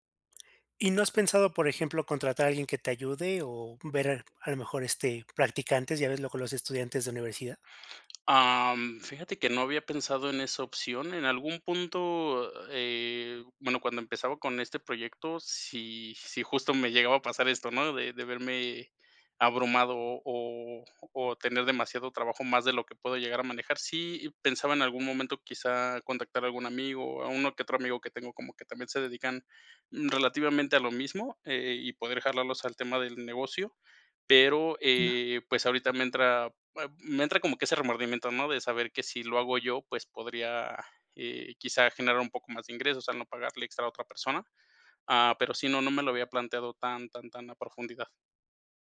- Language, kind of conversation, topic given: Spanish, advice, ¿Cómo puedo manejar la soledad, el estrés y el riesgo de agotamiento como fundador?
- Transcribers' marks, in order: tapping; other background noise; other noise